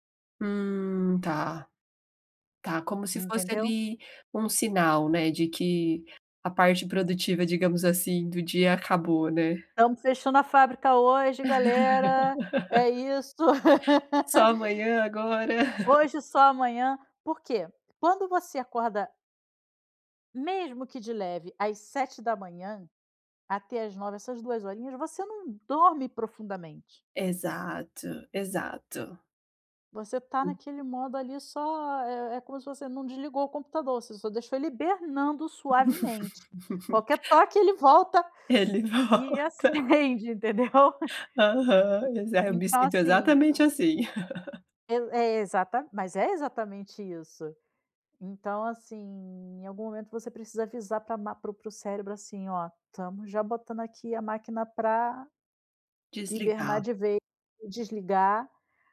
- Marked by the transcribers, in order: laugh; laugh; laugh; laughing while speaking: "volta"; laughing while speaking: "acende, entendeu"; laugh; laugh
- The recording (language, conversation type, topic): Portuguese, advice, Como posso criar uma rotina de sono consistente e manter horários regulares?